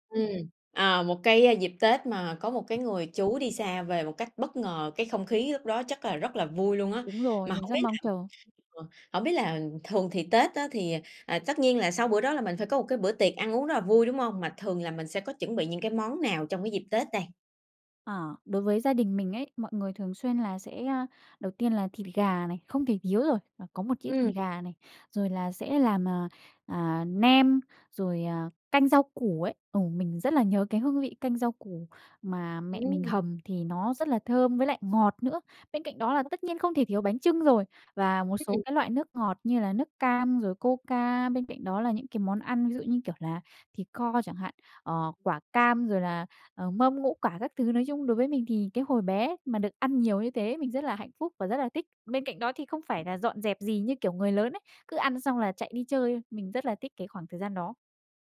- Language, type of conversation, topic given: Vietnamese, podcast, Bạn có thể kể về một kỷ niệm Tết gia đình đáng nhớ của bạn không?
- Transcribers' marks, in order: tapping; other background noise; unintelligible speech